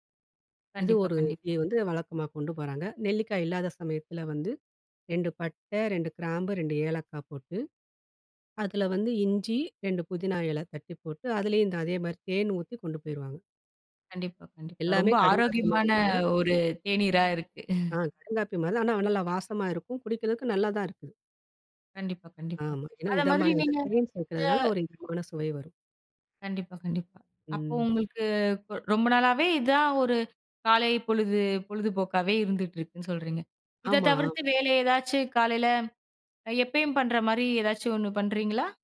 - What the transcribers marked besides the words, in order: surprised: "ரொம்ப ஆரோக்கியமான ஒரு தேநீரா இருக்கு"; chuckle; anticipating: "ஆனா, நல்லா வாசமா இருக்கும். குடிக்கிறதுக்கு நல்லா தான் இருக்கு"; other background noise; unintelligible speech; drawn out: "அ"; unintelligible speech; anticipating: "இத தவிர்த்து வேலை ஏதாச்சு காலைல அ எப்பயும் பண்ற மாரி ஏதாச்சும் ஒண்ணு பண்றீங்களா?"; "வேற" said as "வேலை"
- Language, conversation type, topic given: Tamil, podcast, உங்கள் வீட்டில் காலை வழக்கம் எப்படி தொடங்குகிறது?